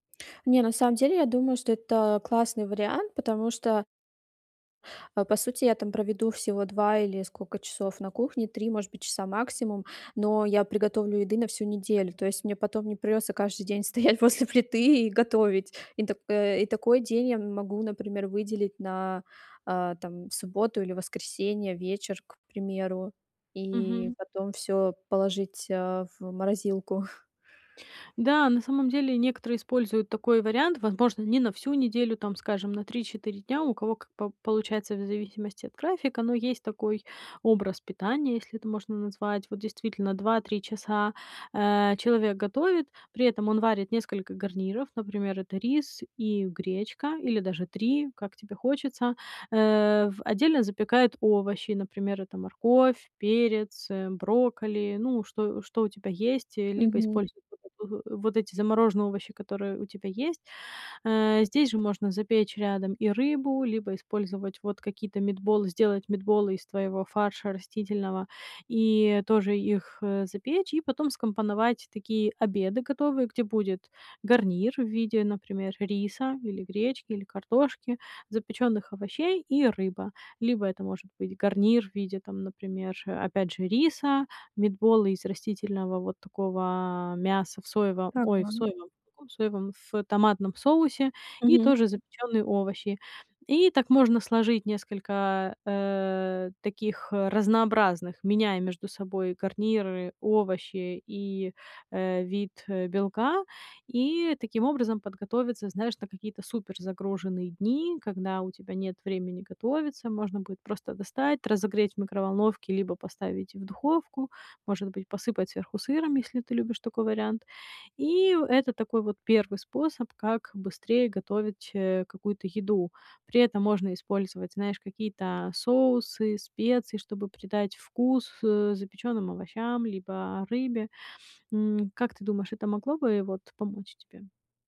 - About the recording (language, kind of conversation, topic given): Russian, advice, Как каждый день быстро готовить вкусную и полезную еду?
- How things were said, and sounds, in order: laughing while speaking: "стоять после плиты"; chuckle; unintelligible speech; in English: "meetball"; in English: "митболы"; in English: "митбола"